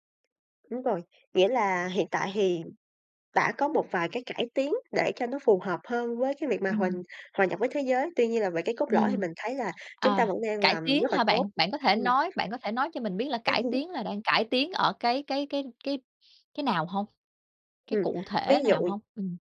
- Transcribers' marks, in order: tapping; other background noise; laugh
- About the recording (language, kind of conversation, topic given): Vietnamese, podcast, Bạn muốn truyền lại những giá trị văn hóa nào cho thế hệ sau?